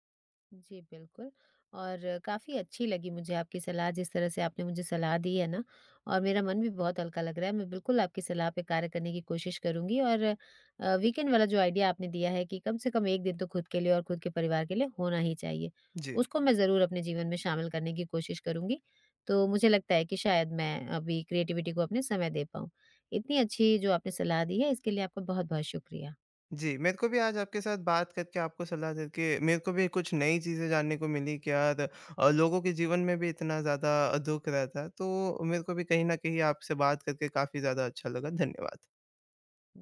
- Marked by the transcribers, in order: in English: "वीकेंड"; in English: "आइडिया"; in English: "क्रिएटिविटी"
- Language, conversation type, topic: Hindi, advice, मैं रोज़ाना रचनात्मक काम के लिए समय कैसे निकालूँ?